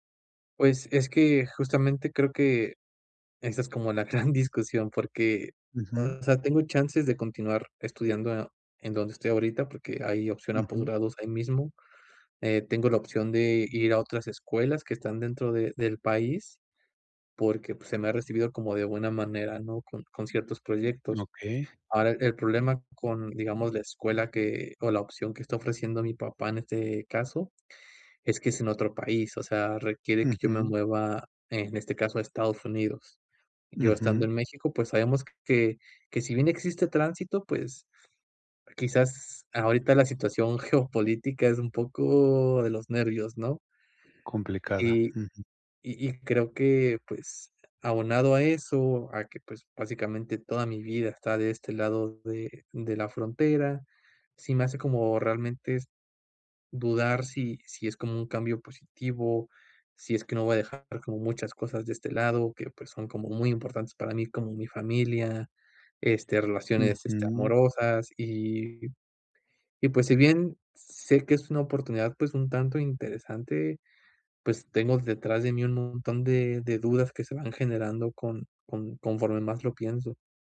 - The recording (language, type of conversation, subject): Spanish, advice, ¿Cómo decido si pedir consejo o confiar en mí para tomar una decisión importante?
- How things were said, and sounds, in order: laughing while speaking: "la gran discusión"